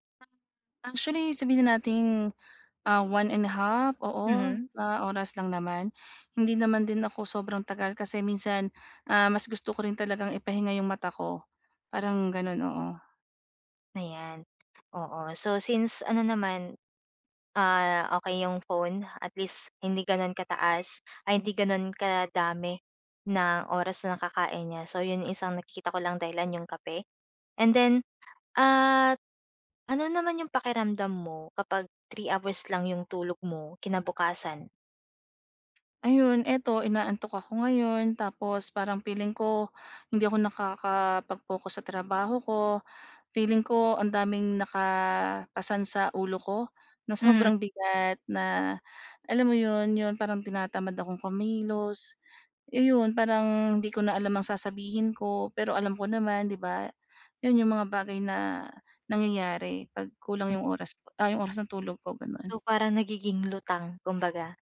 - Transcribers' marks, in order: none
- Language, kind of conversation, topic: Filipino, advice, Paano ko mapapanatili ang regular na oras ng pagtulog araw-araw?